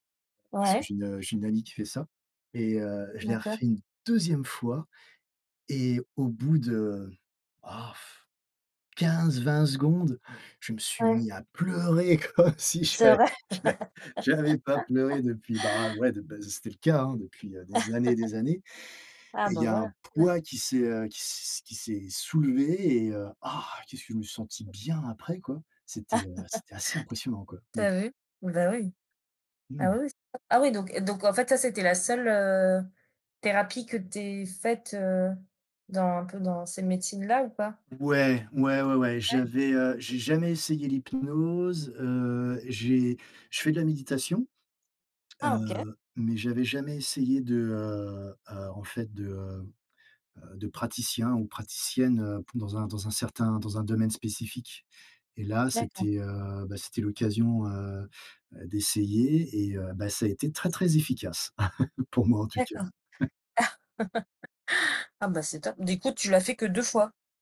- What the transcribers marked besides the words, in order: laughing while speaking: "pleurer comme si j'avais j'av ais j'avais pas pleuré depuis"; laugh; laugh; laugh; tapping; laugh; chuckle
- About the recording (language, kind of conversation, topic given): French, unstructured, Quelle est la chose la plus surprenante dans ton travail ?